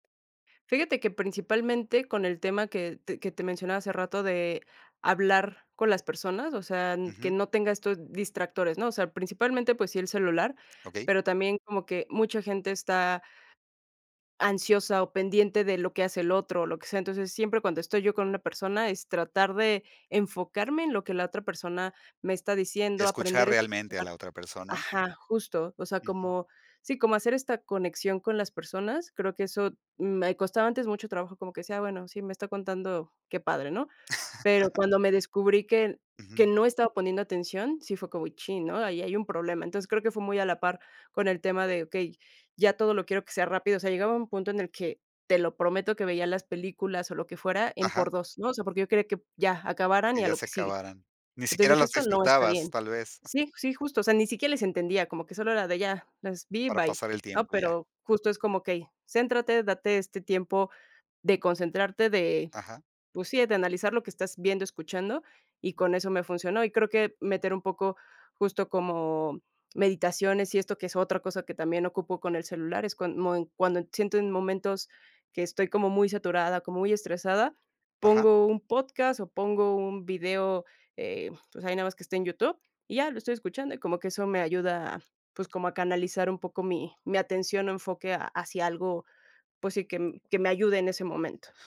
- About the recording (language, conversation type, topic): Spanish, podcast, ¿Cómo usas el celular en tu día a día?
- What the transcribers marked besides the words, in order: chuckle